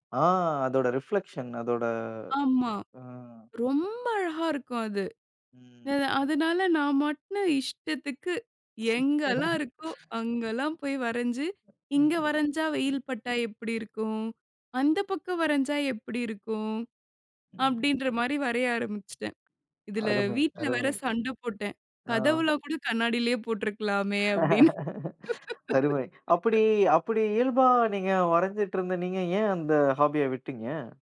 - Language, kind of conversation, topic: Tamil, podcast, ஏற்கனவே விட்டுவிட்ட உங்கள் பொழுதுபோக்கை மீண்டும் எப்படி தொடங்குவீர்கள்?
- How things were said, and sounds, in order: in English: "ரிஃப்ளெக்ஷன்"; tsk; unintelligible speech; other noise; laugh; laugh; in English: "ஹாபிய"